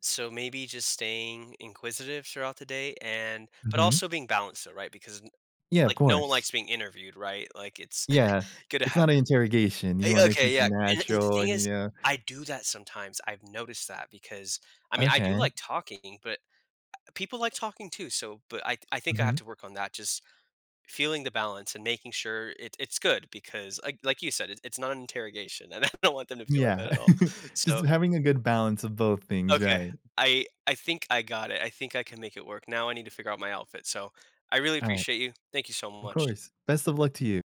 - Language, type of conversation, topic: English, advice, How should I prepare for a first date?
- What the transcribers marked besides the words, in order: chuckle; tapping; laughing while speaking: "and I don't want them to feel"; chuckle